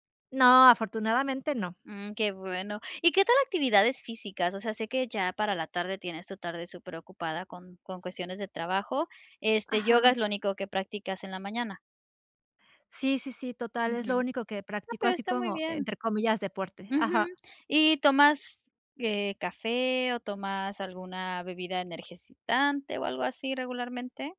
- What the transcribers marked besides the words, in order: "energizante" said as "energecitante"
- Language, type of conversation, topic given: Spanish, advice, ¿Cómo puedo mantener mi energía durante todo el día sin caídas?
- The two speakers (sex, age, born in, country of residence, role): female, 40-44, Mexico, Mexico, advisor; female, 40-44, Mexico, Spain, user